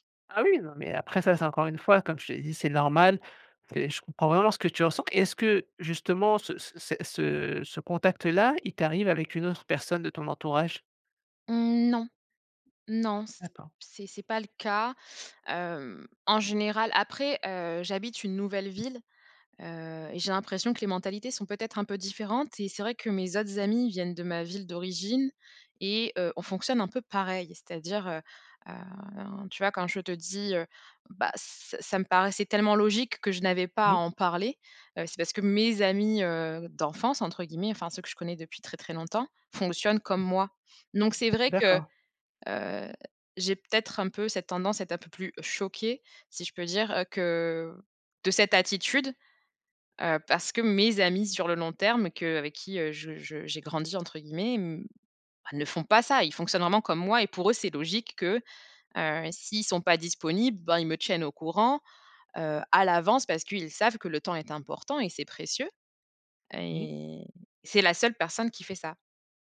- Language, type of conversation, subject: French, advice, Comment te sens-tu quand un ami ne te contacte que pour en retirer des avantages ?
- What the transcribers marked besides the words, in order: tapping; stressed: "mes"; other background noise; stressed: "choquée"; drawn out: "Et"